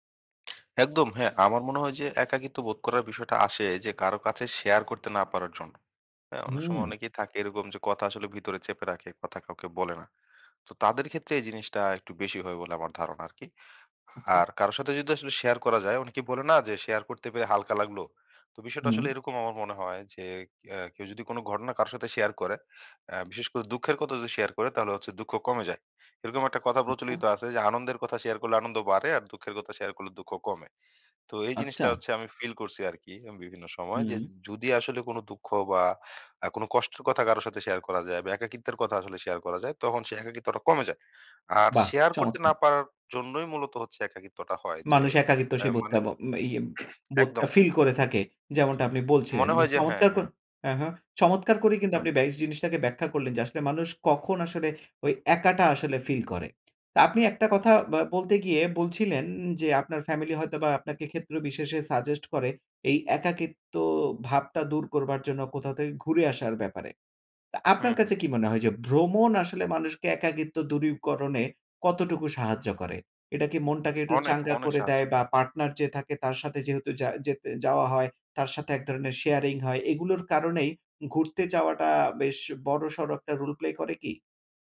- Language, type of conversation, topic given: Bengali, podcast, আপনি একা অনুভব করলে সাধারণত কী করেন?
- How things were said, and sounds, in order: other background noise; "আচ্ছা" said as "আচ্চা"; "যদি" said as "জুদি"; throat clearing; unintelligible speech; tapping; in English: "সাজেস্ট"; in English: "পার্টনার"; in English: "শেয়ারিং"; in English: "রোল প্লে"